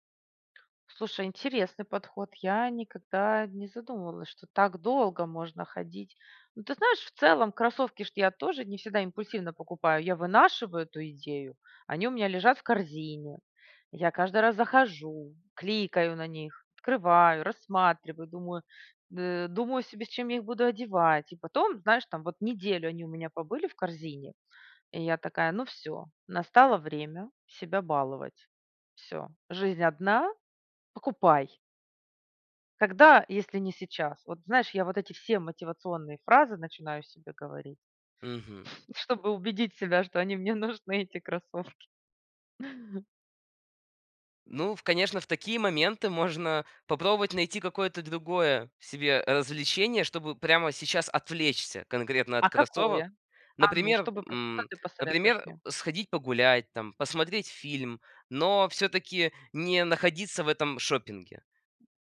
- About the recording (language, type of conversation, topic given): Russian, advice, Что вас тянет тратить сбережения на развлечения?
- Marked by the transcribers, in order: chuckle; tapping